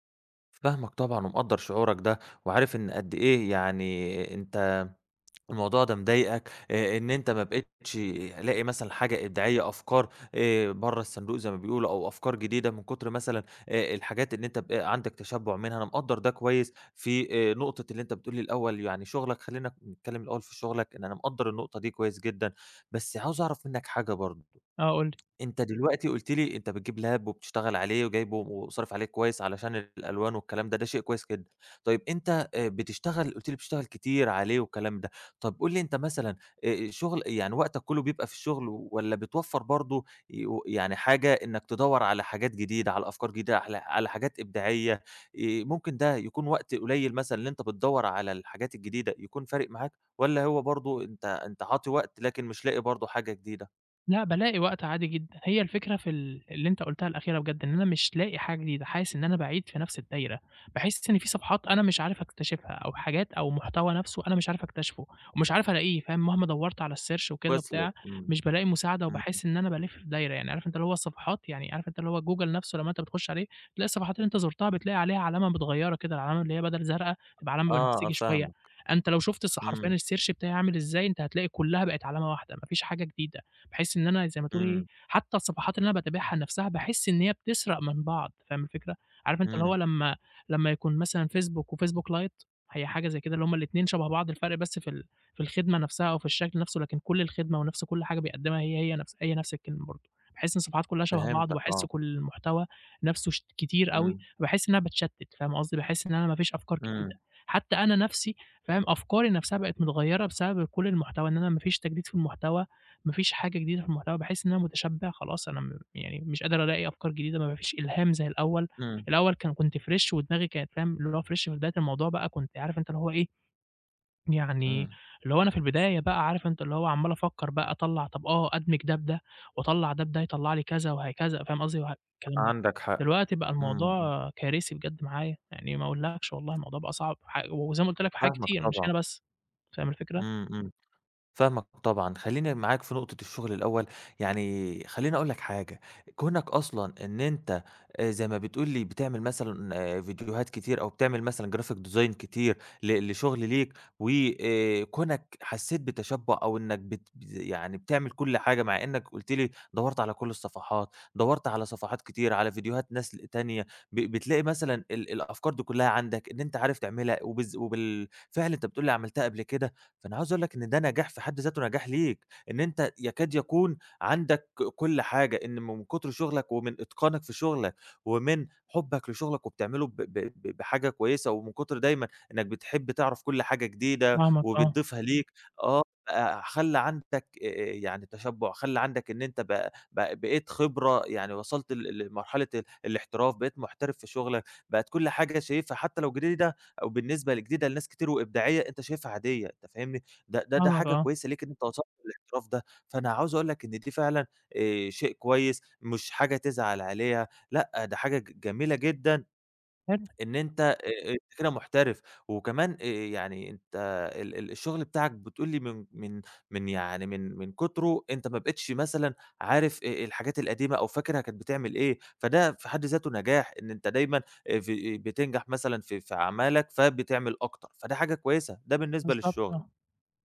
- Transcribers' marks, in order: tapping; in English: "لاب"; in English: "الsearch"; in English: "الsearch"; in English: "fresh"; in English: "fresh"; other background noise; in English: "graphic design"
- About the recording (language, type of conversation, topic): Arabic, advice, إزاي أتعامل مع زحمة المحتوى وألاقي مصادر إلهام جديدة لعادتي الإبداعية؟